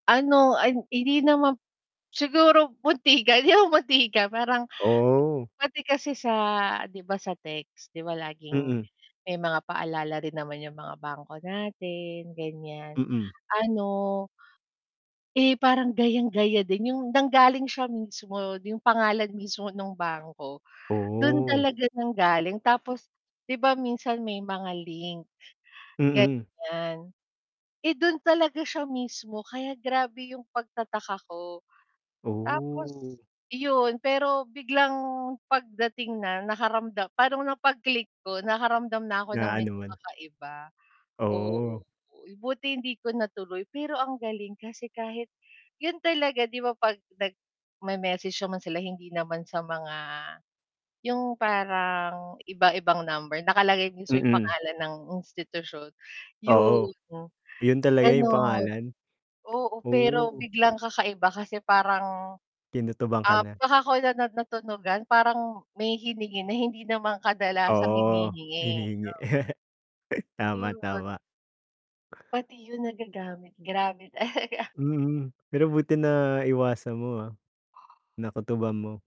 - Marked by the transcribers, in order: laughing while speaking: "muntikan yung muntikan"; other background noise; distorted speech; "din dun" said as "din su"; tapping; unintelligible speech; chuckle; laughing while speaking: "talaga"
- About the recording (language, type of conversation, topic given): Filipino, unstructured, Ano ang mga alalahanin mo tungkol sa seguridad sa internet?